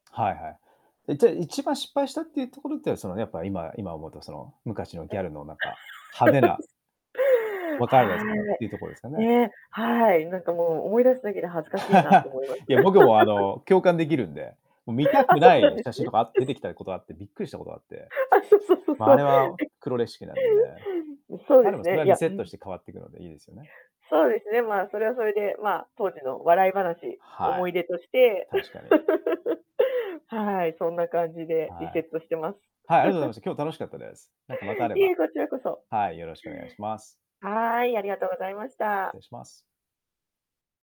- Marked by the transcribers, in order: distorted speech; laugh; laugh; laughing while speaking: "あ、そうなんですね"; chuckle; "黒歴史" said as "くろれしき"; other background noise; laugh; chuckle
- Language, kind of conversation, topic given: Japanese, podcast, 服装を変えて過去をリセットしたことはありますか？